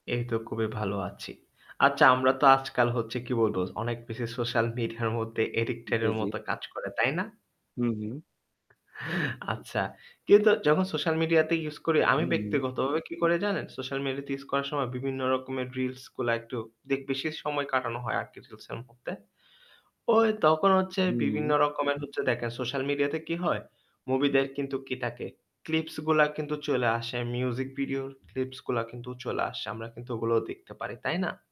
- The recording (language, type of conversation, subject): Bengali, unstructured, সামাজিক যোগাযোগমাধ্যমে চলচ্চিত্র বা সংগীত নিয়ে তিক্ততা কেন বাড়ে?
- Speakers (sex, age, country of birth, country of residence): male, 20-24, Bangladesh, Bangladesh; male, 25-29, Bangladesh, Finland
- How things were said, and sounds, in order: static; "আছি" said as "আচি"; "আচ্ছা" said as "আচ্চা"; "হচ্ছে" said as "হচ্চে"; "মিডিয়ার" said as "মিডহার"; tapping; other background noise; "হচ্ছে" said as "হচ্চে"; "দেখেন" said as "দেকেন"